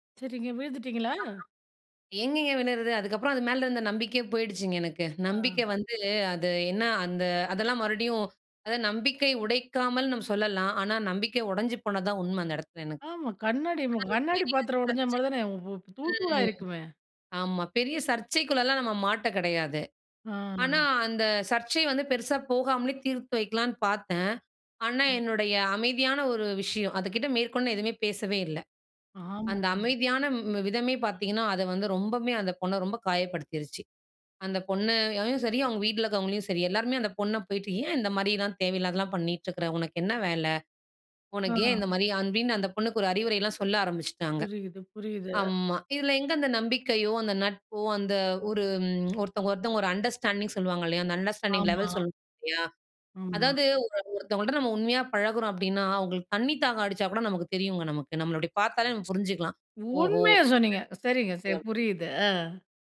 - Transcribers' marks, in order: sad: "அதுக்கப்புறம் அது மேல இருந்த நம்பிக்கையே … அந்த இடத்தில எனக்கு"; other background noise; "ரொம்பவுமே" said as "ரொம்பமே"; unintelligible speech; "பொண்ணையும்" said as "பொண்ணயயும்"; "அப்படின்னு" said as "அன்பீன்னு"; "ஆமா" said as "அம்மா"; in English: "அண்டர்ஸ்டாண்டிங்"; in English: "அண்டர்ஸ்டாண்டிங் லெவல்"; unintelligible speech; tsk; unintelligible speech
- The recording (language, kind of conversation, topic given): Tamil, podcast, நம்பிக்கையை உடைக்காமல் சர்ச்சைகளை தீர்க்க எப்படி செய்கிறீர்கள்?